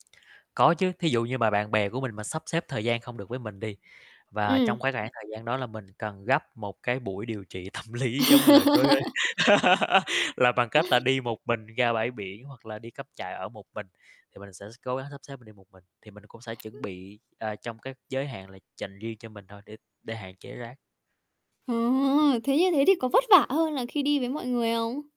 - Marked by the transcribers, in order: distorted speech; tapping; laugh; other background noise; laughing while speaking: "tâm lý"; laughing while speaking: "đối với"; laugh
- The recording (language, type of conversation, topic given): Vietnamese, podcast, Bạn làm gì để giữ môi trường sạch sẽ khi đi cắm trại?